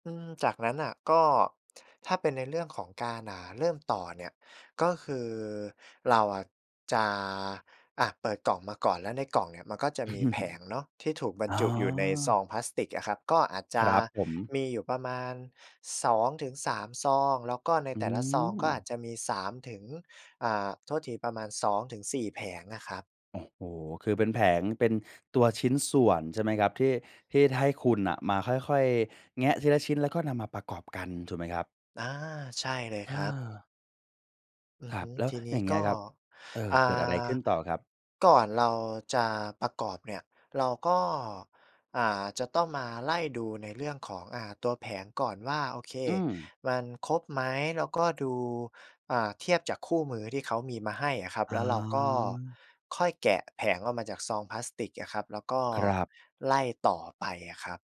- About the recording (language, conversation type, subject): Thai, podcast, งานฝีมือช่วยให้คุณผ่อนคลายได้อย่างไร?
- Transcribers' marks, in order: chuckle; other background noise